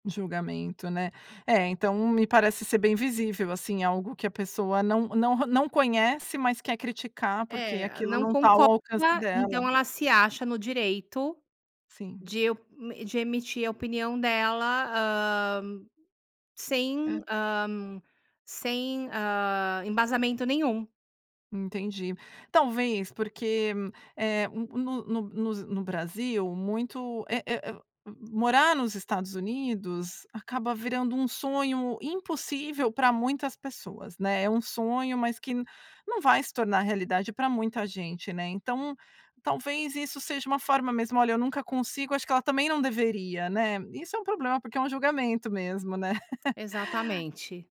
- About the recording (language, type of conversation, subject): Portuguese, advice, Como lidar quando amigos criticam suas decisões financeiras ou suas prioridades de vida?
- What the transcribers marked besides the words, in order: tapping; laugh